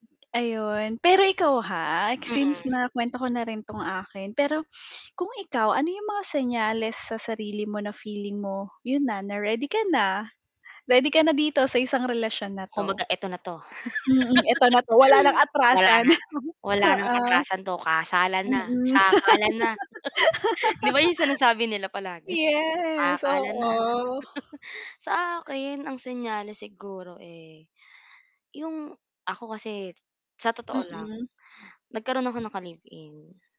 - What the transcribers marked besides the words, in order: static; mechanical hum; other background noise; laugh; chuckle; chuckle; laugh; chuckle; tapping
- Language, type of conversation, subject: Filipino, unstructured, Ano ang mga palatandaan na handa ka na sa isang seryosong relasyon at paano mo pinananatiling masaya ito araw-araw?